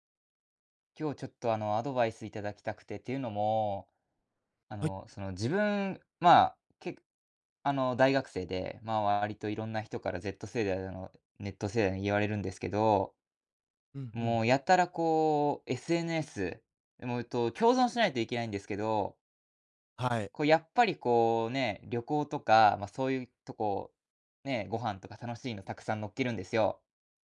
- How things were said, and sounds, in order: other background noise
- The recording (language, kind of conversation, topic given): Japanese, advice, SNSで見せる自分と実生活のギャップに疲れているのはなぜですか？